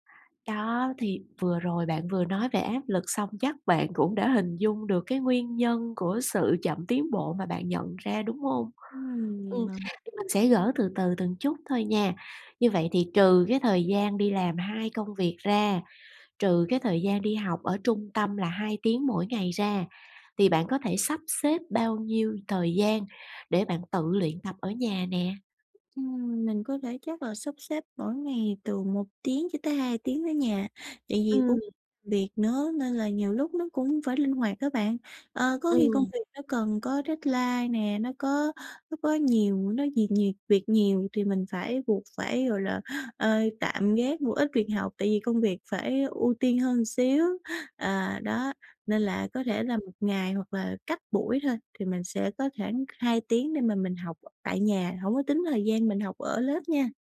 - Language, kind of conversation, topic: Vietnamese, advice, Tại sao tôi tiến bộ chậm dù nỗ lực đều đặn?
- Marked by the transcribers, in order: tapping; in English: "deadline"; other background noise